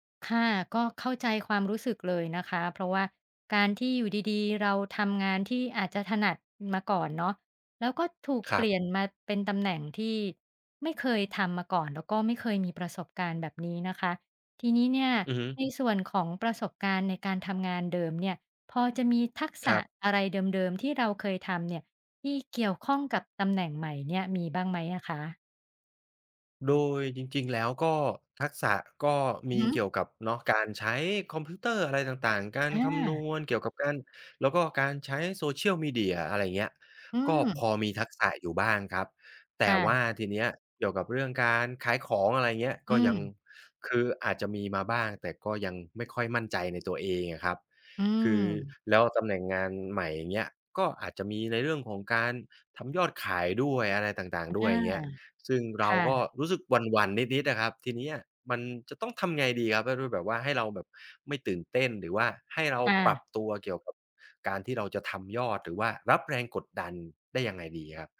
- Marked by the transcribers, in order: other background noise
- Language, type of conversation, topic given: Thai, advice, คุณควรปรับตัวอย่างไรเมื่อเริ่มงานใหม่ในตำแหน่งที่ไม่คุ้นเคย?